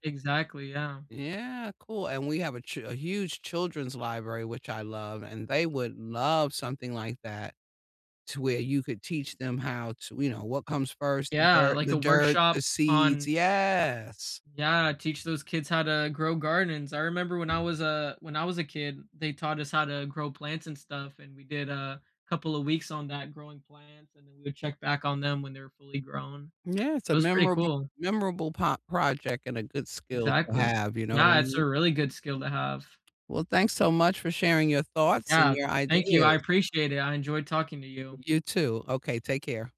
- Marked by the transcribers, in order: drawn out: "yes"; other background noise
- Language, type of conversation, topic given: English, unstructured, How do you connect with locals through street food and markets when you travel?
- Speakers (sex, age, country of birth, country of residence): female, 55-59, United States, United States; male, 20-24, United States, United States